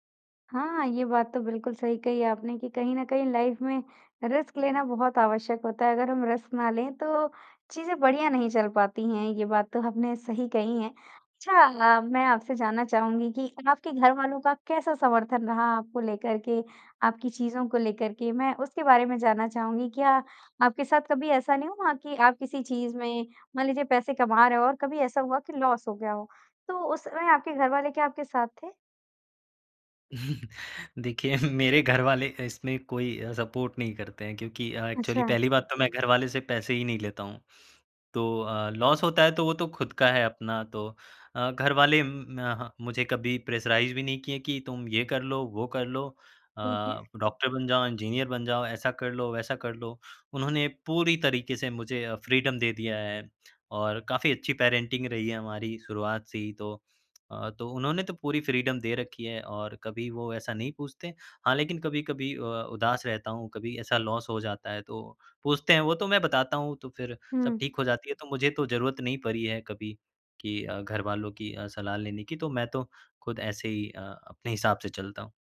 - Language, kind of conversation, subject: Hindi, podcast, किस कौशल ने आपको कमाई का रास्ता दिखाया?
- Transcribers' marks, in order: in English: "लाइफ़"; in English: "रिस्क"; in English: "रिस्क"; in English: "लॉस"; laughing while speaking: "देखिए"; in English: "सपोर्ट"; in English: "एक्चुअली"; in English: "लॉस"; in English: "प्रेशराइज़"; in English: "फ़्रीडम"; in English: "पेरेंटिंग"; tapping; in English: "फ़्रीडम"; in English: "लॉस"